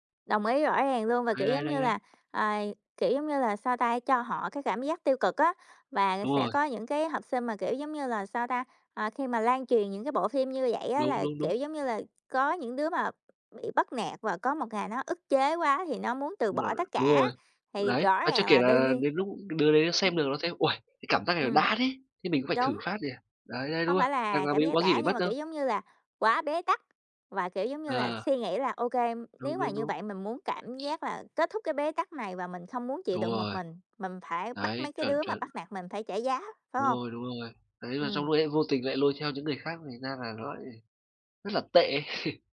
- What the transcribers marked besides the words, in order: tapping; other background noise; laugh
- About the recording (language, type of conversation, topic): Vietnamese, unstructured, Bạn có lo rằng phim ảnh đang làm gia tăng sự lo lắng và sợ hãi trong xã hội không?